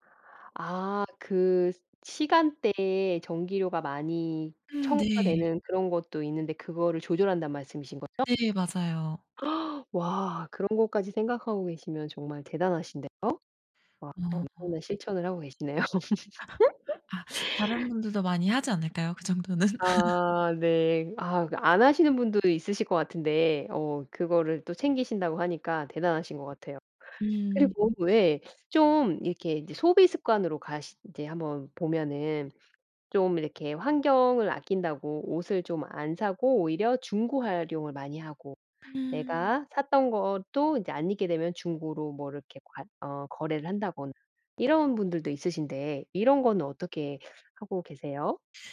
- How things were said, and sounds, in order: other background noise; tapping; gasp; laugh; laugh
- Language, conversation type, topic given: Korean, podcast, 일상에서 실천하는 친환경 습관이 무엇인가요?